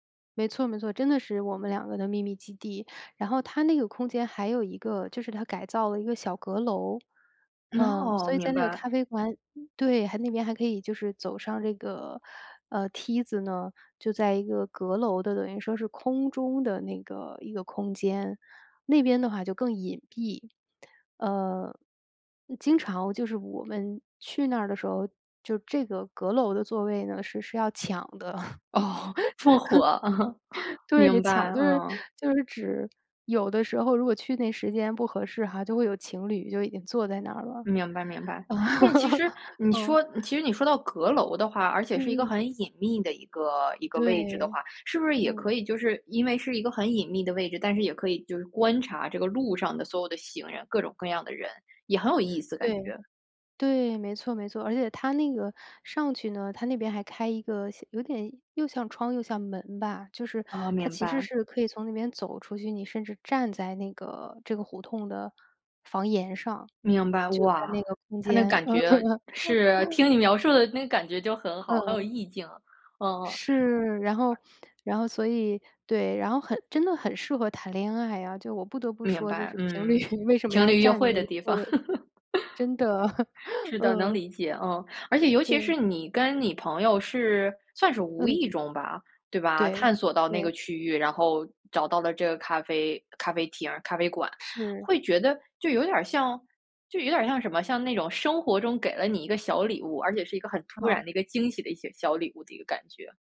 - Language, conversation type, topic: Chinese, podcast, 说说一次你意外发现美好角落的经历？
- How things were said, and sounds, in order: other background noise; laughing while speaking: "哦，这么火，嗯"; laugh; laughing while speaking: "就是"; laugh; laughing while speaking: "听你描述的那个感觉就很好"; laugh; laughing while speaking: "情侣"; chuckle; fan; laugh